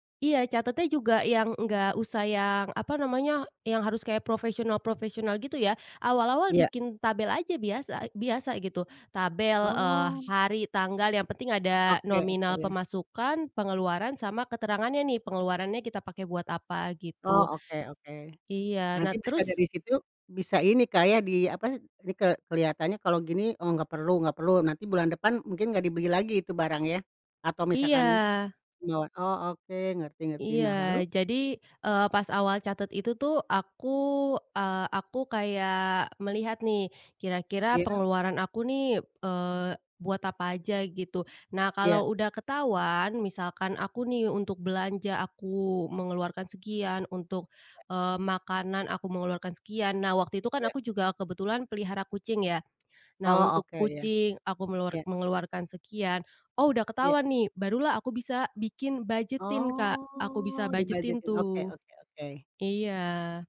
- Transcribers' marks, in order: tapping; other background noise; drawn out: "Oh"; in English: "budget-in"; in English: "budget-in"
- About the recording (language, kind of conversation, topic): Indonesian, podcast, Bagaimana caramu menahan godaan belanja impulsif demi menambah tabungan?